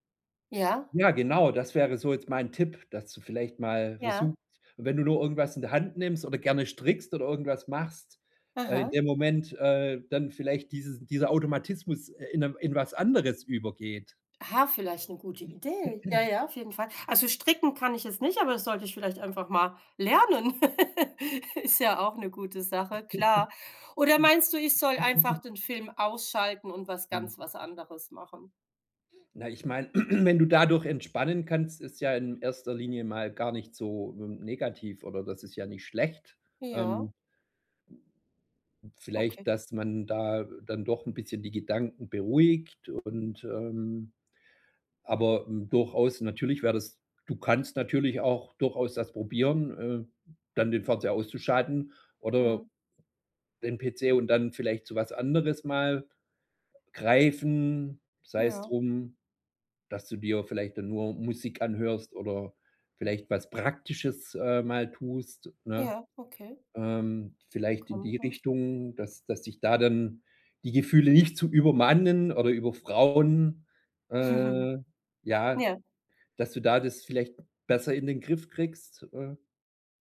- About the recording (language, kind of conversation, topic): German, advice, Wie erkenne ich, ob ich emotionalen oder körperlichen Hunger habe?
- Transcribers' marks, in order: throat clearing; laugh; chuckle; throat clearing; throat clearing; chuckle; other background noise